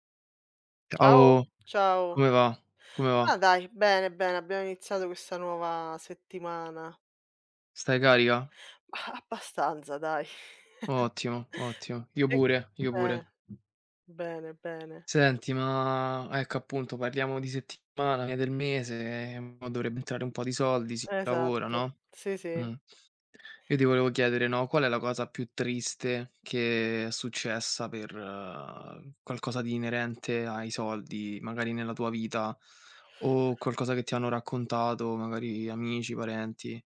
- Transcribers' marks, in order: laughing while speaking: "Abbastanza, dai"; chuckle; tapping
- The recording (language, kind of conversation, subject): Italian, unstructured, Qual è la cosa più triste che il denaro ti abbia mai causato?